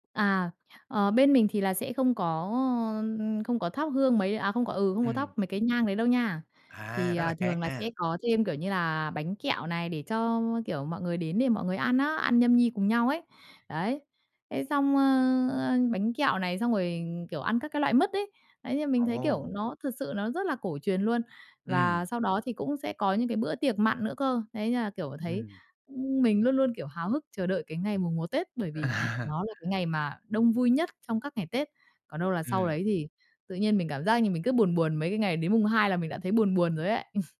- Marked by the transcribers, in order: laugh; other background noise; tapping; laugh
- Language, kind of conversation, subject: Vietnamese, podcast, Bạn có thể kể về một truyền thống gia đình mà đến nay vẫn được duy trì không?